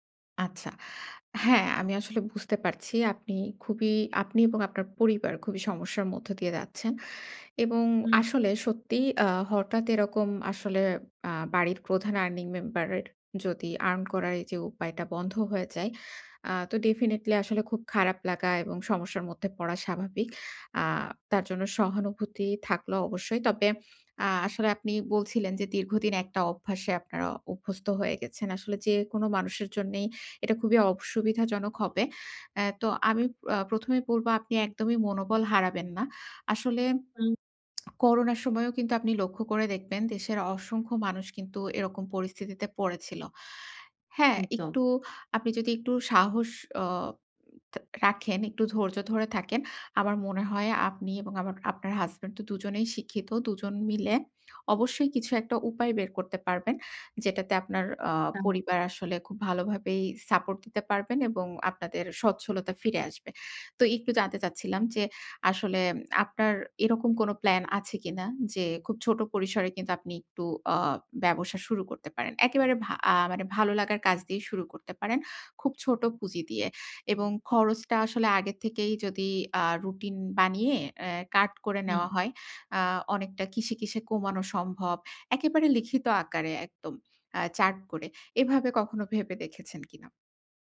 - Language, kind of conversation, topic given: Bengali, advice, অনিশ্চয়তার মধ্যে দ্রুত মানিয়ে নিয়ে কীভাবে পরিস্থিতি অনুযায়ী খাপ খাইয়ে নেব?
- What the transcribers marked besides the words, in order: in English: "earning member"; in English: "earn"; lip smack; unintelligible speech; tapping